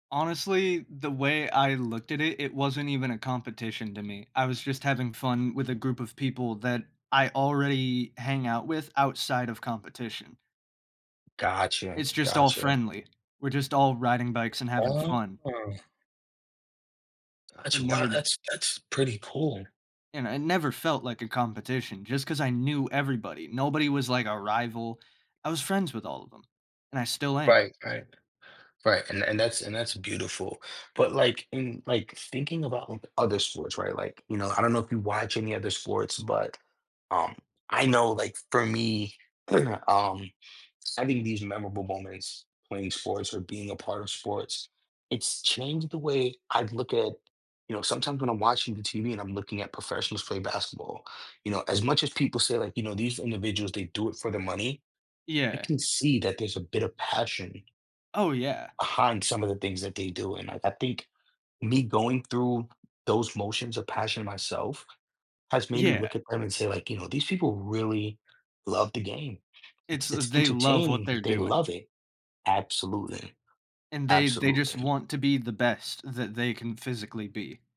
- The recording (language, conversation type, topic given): English, unstructured, How have sports experiences shaped your memories or friendships?
- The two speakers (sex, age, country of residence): male, 30-34, United States; male, 45-49, United States
- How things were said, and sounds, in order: other background noise; tapping; throat clearing